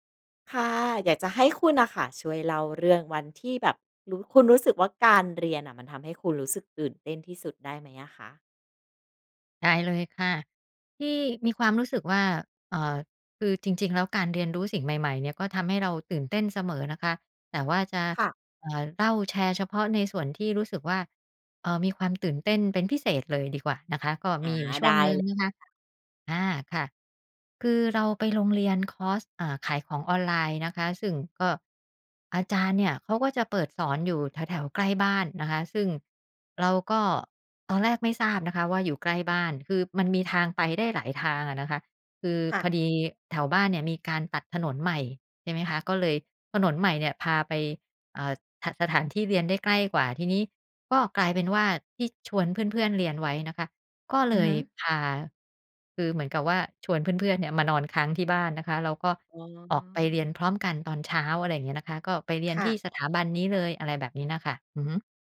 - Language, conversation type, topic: Thai, podcast, เล่าเรื่องวันที่การเรียนทำให้คุณตื่นเต้นที่สุดได้ไหม?
- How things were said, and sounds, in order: none